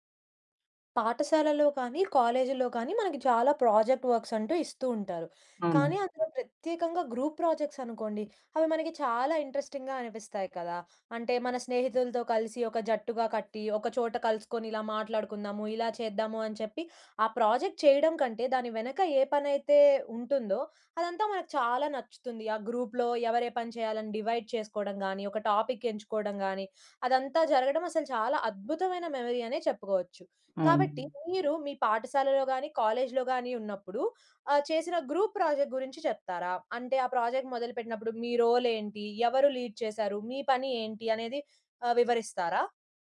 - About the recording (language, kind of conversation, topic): Telugu, podcast, పాఠశాల లేదా కాలేజీలో మీరు బృందంగా చేసిన ప్రాజెక్టు అనుభవం మీకు ఎలా అనిపించింది?
- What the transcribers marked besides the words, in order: in English: "ప్రాజెక్ట్ వర్క్స్"; in English: "గ్రూప్ ప్రాజెక్ట్స్"; in English: "ఇంట్రెస్టింగ్‍గా"; in English: "ప్రాజెక్ట్"; in English: "గ్రూప్‌లో"; in English: "డివైడ్"; in English: "టాపిక్"; in English: "మెమరీ"; in English: "కాలేజ్‌లో"; in English: "గ్రూప్ ప్రాజెక్ట్"; in English: "ప్రాజెక్ట్"; in English: "రోల్"; in English: "లీడ్"